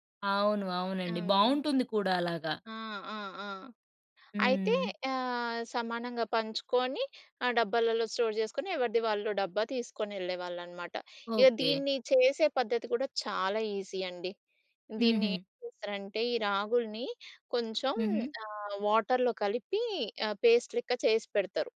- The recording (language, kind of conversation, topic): Telugu, podcast, మీ కుటుంబ వారసత్వాన్ని భవిష్యత్తు తరాలకు ఎలా నిలిపి ఉంచాలని మీరు అనుకుంటున్నారు?
- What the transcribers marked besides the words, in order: in English: "స్టోర్"; in English: "ఈజీ"; in English: "వాటర్‌లో"; in English: "పేస్ట్"